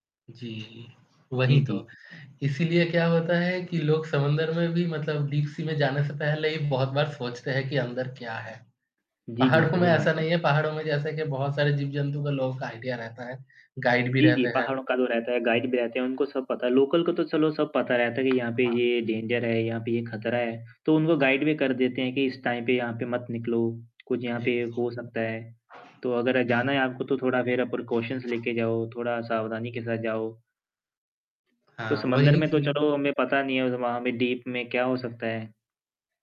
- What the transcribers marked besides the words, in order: static; in English: "डीप सी"; distorted speech; in English: "आईडीया"; in English: "गाइड"; in English: "गाइड"; in English: "डेंजर"; in English: "गाइड"; in English: "टाइम"; other background noise; in English: "प्रिकॉशंनस"; in English: "डीप"
- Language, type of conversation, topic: Hindi, unstructured, क्या आप समुद्र तट पर जाना पसंद करते हैं या पहाड़ों में घूमना?
- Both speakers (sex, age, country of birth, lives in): male, 20-24, India, India; male, 25-29, India, India